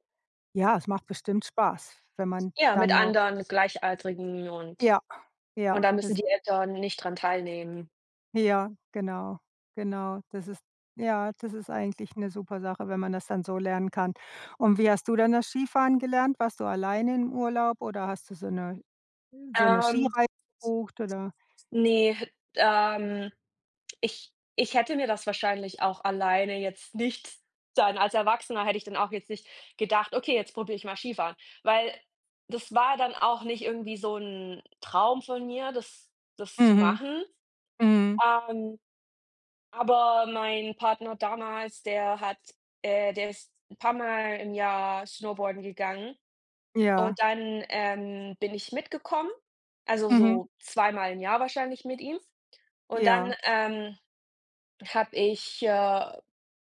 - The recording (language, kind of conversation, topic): German, unstructured, Welche Sportarten machst du am liebsten und warum?
- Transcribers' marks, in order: none